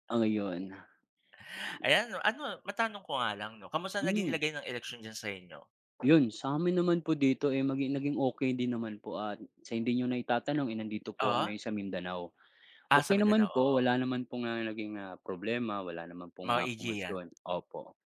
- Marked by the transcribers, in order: none
- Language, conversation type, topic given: Filipino, unstructured, Paano dapat tugunan ang korapsyon sa pamahalaan?